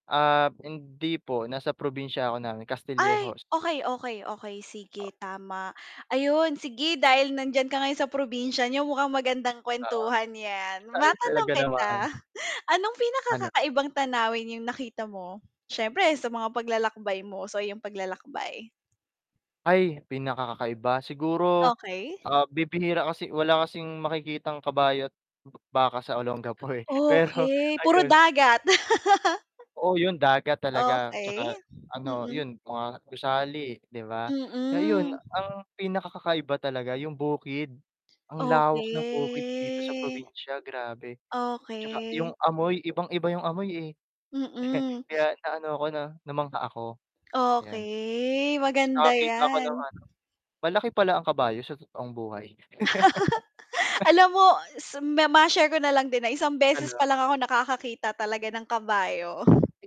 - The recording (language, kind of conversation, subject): Filipino, unstructured, Ano ang pinaka-kakaibang tanawin na nakita mo sa iyong mga paglalakbay?
- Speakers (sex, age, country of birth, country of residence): female, 30-34, Philippines, Philippines; male, 18-19, Philippines, Philippines
- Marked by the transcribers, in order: mechanical hum; static; wind; drawn out: "Okay"; laugh; exhale; drawn out: "Okay"; chuckle; drawn out: "Okay"; distorted speech; laugh; blowing